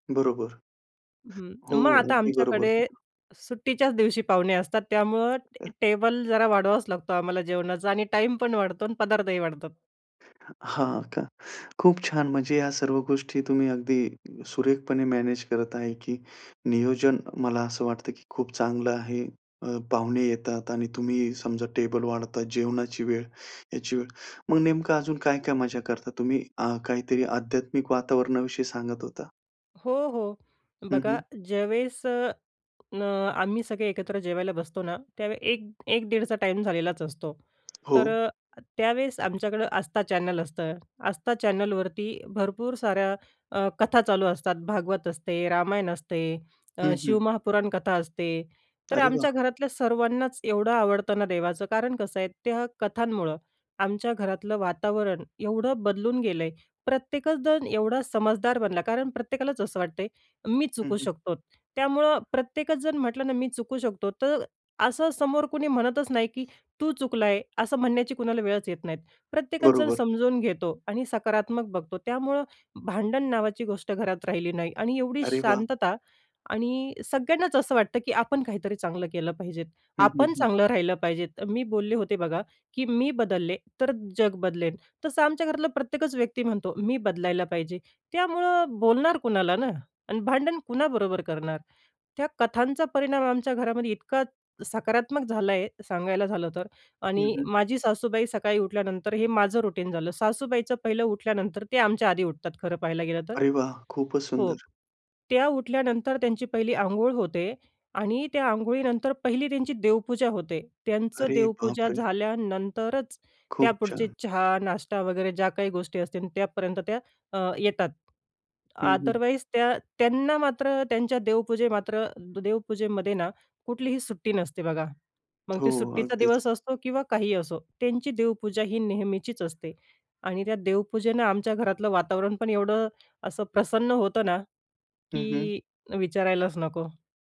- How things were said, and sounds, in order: unintelligible speech; laughing while speaking: "टाईम पण वाढतो आणि पदार्थही वाढतात"; chuckle; in English: "मॅनेज"; other background noise; trusting: "त्या कथांमुळं आमच्या घरातलं वातावरण … एवढा समजदार बनला"; in English: "रुटीन"; in English: "अदरवाईज"
- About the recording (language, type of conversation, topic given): Marathi, podcast, तुमचा आदर्श सुट्टीचा दिवस कसा असतो?